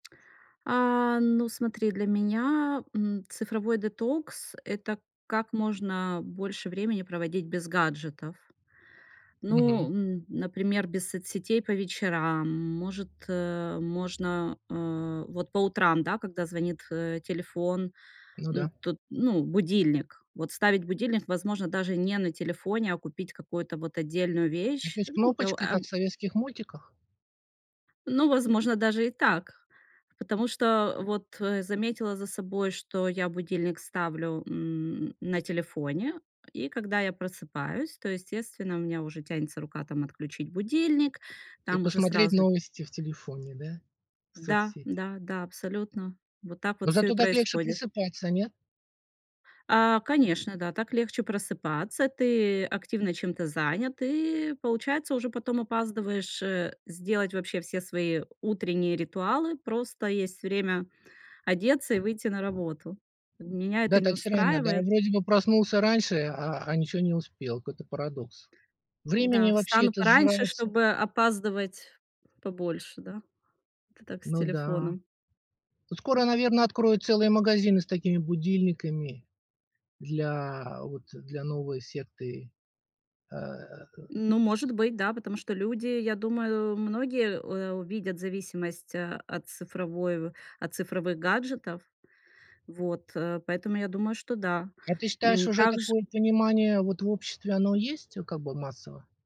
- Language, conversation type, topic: Russian, podcast, Что вы думаете о цифровом детоксе и как его организовать?
- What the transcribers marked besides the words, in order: other background noise; tapping